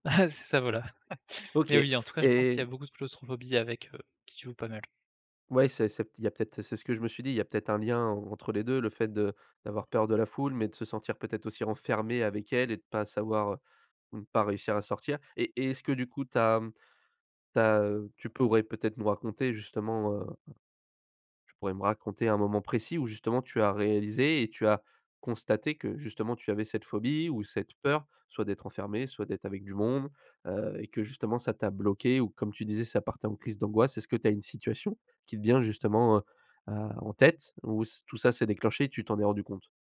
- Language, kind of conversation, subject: French, podcast, Quelle peur as-tu réussi à surmonter ?
- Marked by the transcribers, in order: laughing while speaking: "Eh"; chuckle